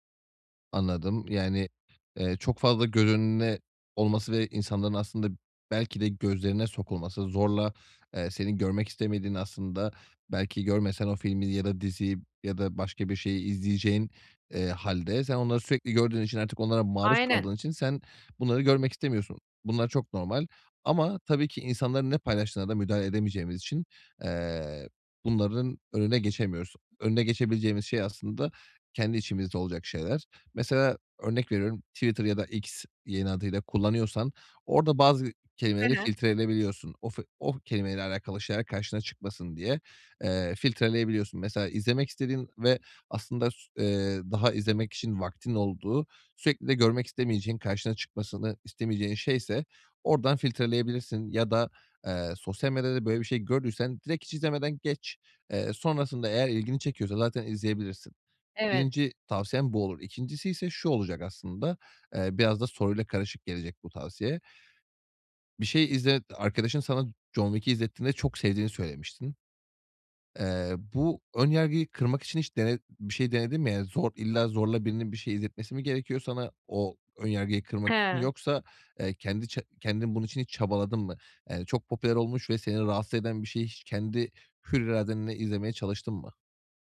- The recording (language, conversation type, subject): Turkish, advice, Trendlere kapılmadan ve başkalarıyla kendimi kıyaslamadan nasıl daha az harcama yapabilirim?
- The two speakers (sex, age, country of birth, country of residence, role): female, 30-34, Turkey, Netherlands, user; male, 30-34, Turkey, Bulgaria, advisor
- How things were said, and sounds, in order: other background noise